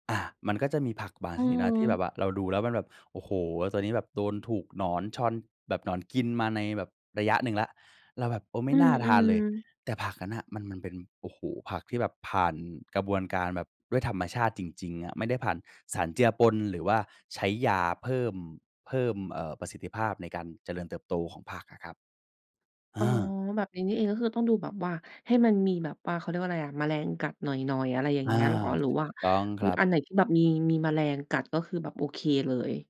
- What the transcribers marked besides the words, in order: none
- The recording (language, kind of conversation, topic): Thai, podcast, มีเทคนิคอะไรบ้างในการเลือกวัตถุดิบให้สดเมื่อไปตลาด?